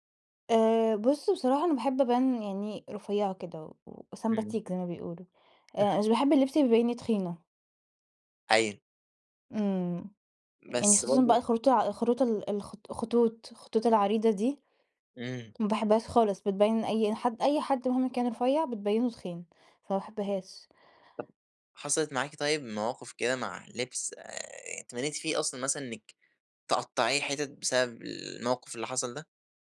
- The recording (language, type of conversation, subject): Arabic, podcast, إزاي بتختار لبسك كل يوم؟
- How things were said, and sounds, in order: chuckle